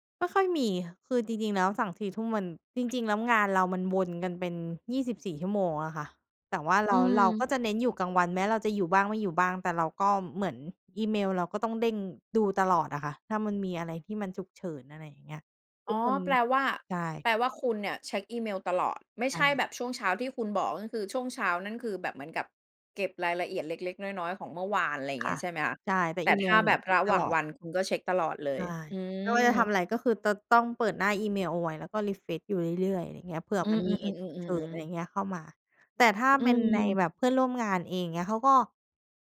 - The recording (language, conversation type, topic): Thai, podcast, เล่าให้ฟังหน่อยว่าคุณจัดสมดุลระหว่างงานกับชีวิตส่วนตัวยังไง?
- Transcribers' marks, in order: none